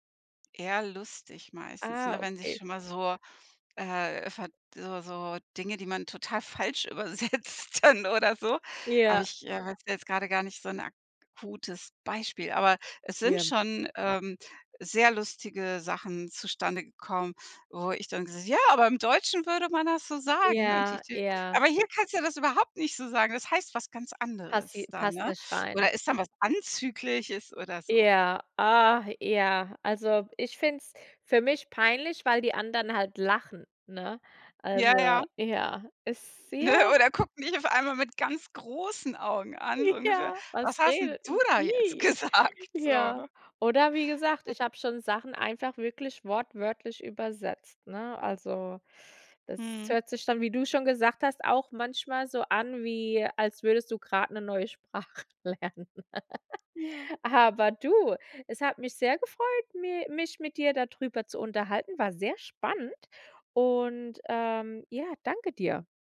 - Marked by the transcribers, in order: laughing while speaking: "übersetzt dann"; unintelligible speech; other background noise; laughing while speaking: "Ja"; stressed: "du"; laughing while speaking: "gesagt?"; unintelligible speech; laughing while speaking: "Sprache lernen"; laugh
- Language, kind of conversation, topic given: German, podcast, Wie passt du deine Sprache an unterschiedliche kulturelle Kontexte an?